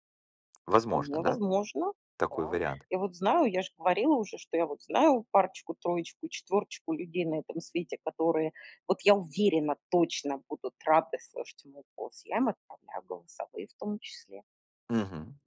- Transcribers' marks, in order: none
- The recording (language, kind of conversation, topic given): Russian, podcast, Как ты относишься к голосовым сообщениям в чатах?